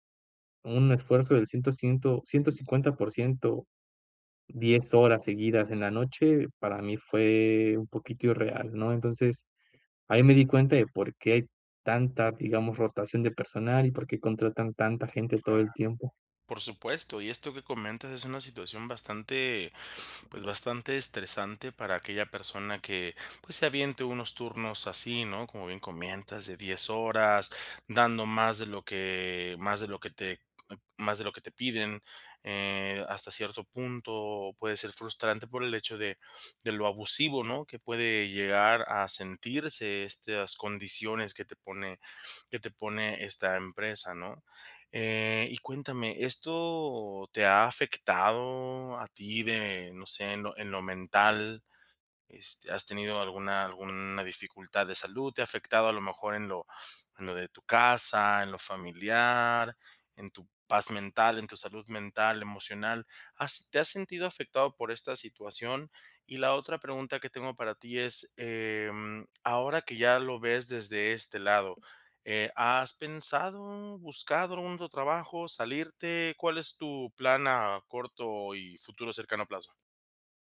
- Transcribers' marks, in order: sniff; sniff; sniff; sniff
- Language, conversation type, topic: Spanish, advice, ¿Cómo puedo recuperar la motivación en mi trabajo diario?